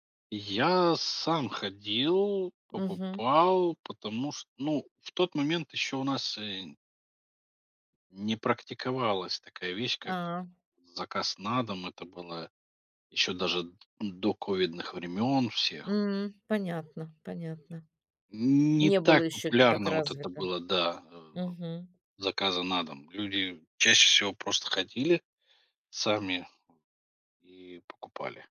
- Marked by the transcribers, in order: other background noise
- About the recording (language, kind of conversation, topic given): Russian, podcast, Что важно помнить при приготовлении еды для пожилых людей?